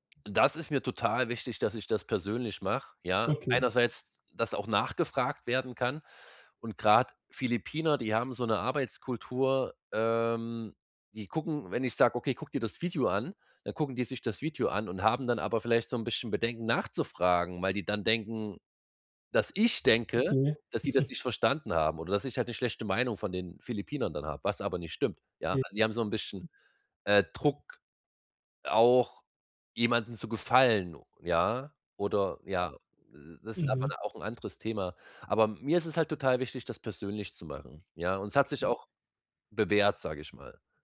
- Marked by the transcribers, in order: stressed: "ich"; chuckle
- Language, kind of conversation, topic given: German, advice, Wie kann ich Aufgaben richtig delegieren, damit ich Zeit spare und die Arbeit zuverlässig erledigt wird?